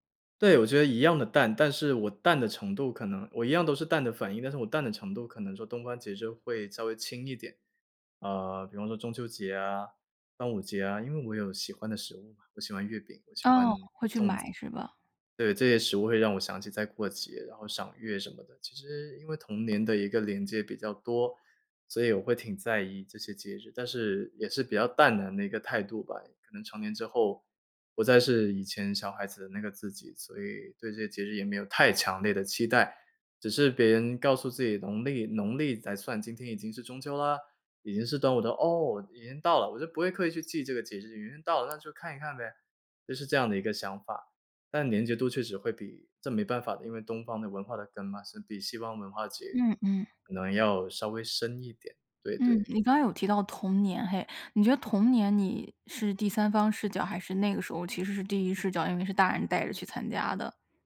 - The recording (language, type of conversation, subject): Chinese, podcast, 有没有哪次当地节庆让你特别印象深刻？
- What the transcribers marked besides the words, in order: none